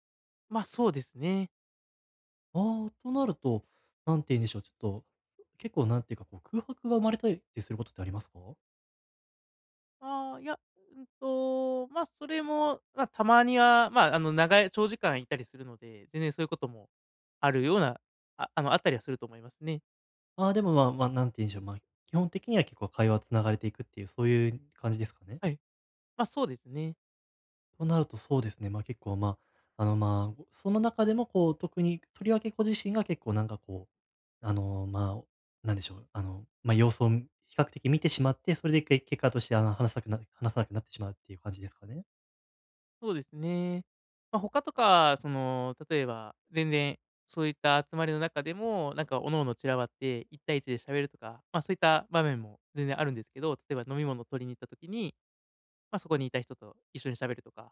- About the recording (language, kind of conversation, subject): Japanese, advice, グループの集まりで孤立しないためには、どうすればいいですか？
- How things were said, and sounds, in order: other background noise